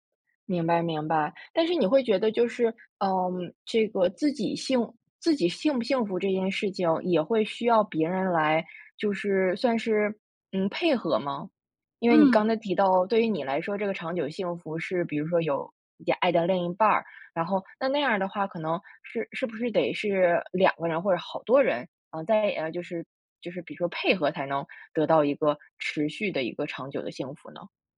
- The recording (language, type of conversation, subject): Chinese, podcast, 你会如何在成功与幸福之间做取舍？
- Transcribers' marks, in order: none